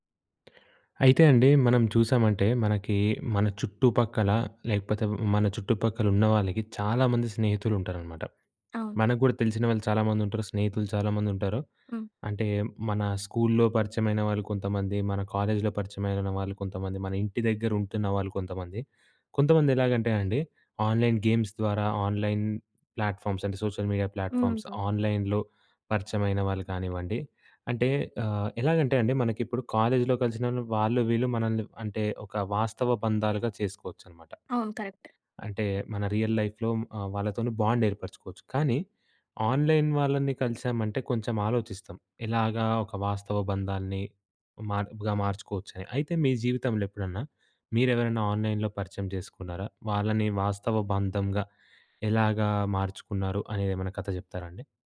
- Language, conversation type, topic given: Telugu, podcast, ఆన్‌లైన్ పరిచయాలను వాస్తవ సంబంధాలుగా ఎలా మార్చుకుంటారు?
- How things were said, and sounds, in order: in English: "కాలేజ్‌లో"; in English: "ఆన్‍లైన్ గేమ్స్"; in English: "ఆన్‍లైన్ ప్లాట్‍ఫామ్స్"; in English: "సోషల్ మీడియా ప్లాట్‍ఫామ్స్ ఆన్‍లైన్‌లో"; in English: "కాలేజ్‌లో"; in English: "కరెక్ట్"; tapping; in English: "రియల్ లైఫ్‍లో"; in English: "బాండ్"; in English: "ఆన్‍లైన్"; in English: "ఆన్‍లైన్‍లో"